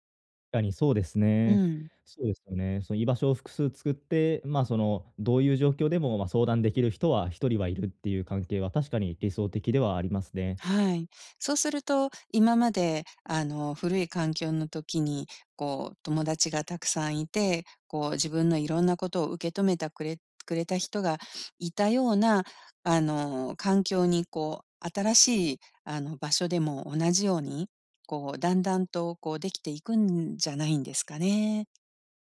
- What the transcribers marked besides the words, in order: none
- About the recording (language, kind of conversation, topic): Japanese, advice, 慣れた環境から新しい生活へ移ることに不安を感じていますか？